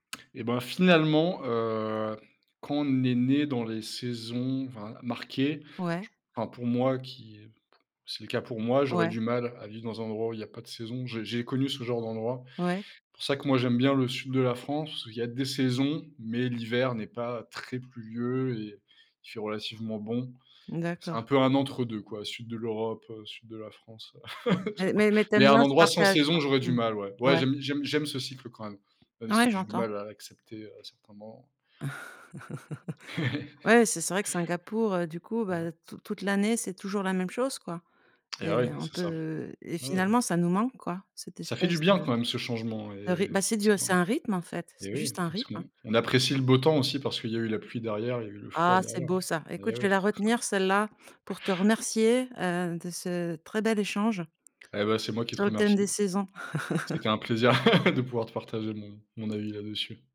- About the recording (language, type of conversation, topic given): French, podcast, Quelle leçon tires-tu des changements de saison ?
- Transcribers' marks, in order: chuckle; tapping; chuckle; chuckle; laugh